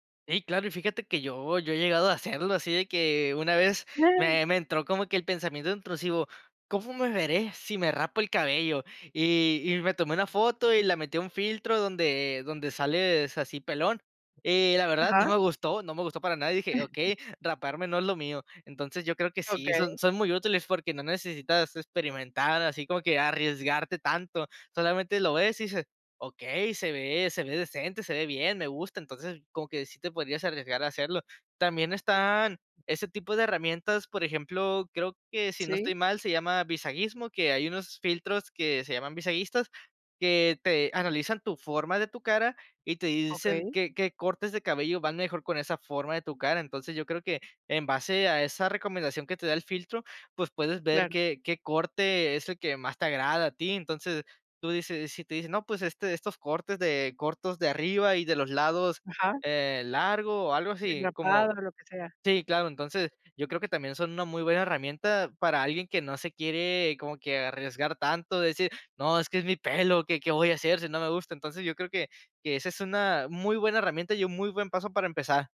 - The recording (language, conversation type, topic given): Spanish, podcast, ¿Qué consejo darías a alguien que quiere cambiar de estilo?
- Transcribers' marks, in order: other noise; laughing while speaking: "no me gustó"; chuckle; other background noise